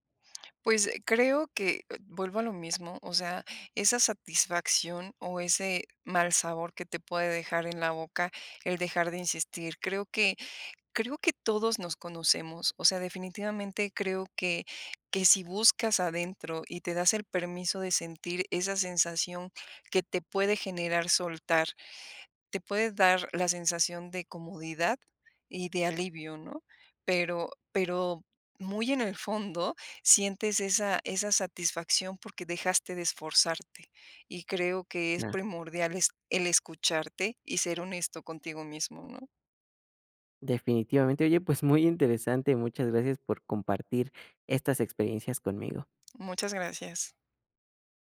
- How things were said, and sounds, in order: tapping
- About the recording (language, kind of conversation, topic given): Spanish, podcast, ¿Cómo decides cuándo seguir insistiendo o cuándo soltar?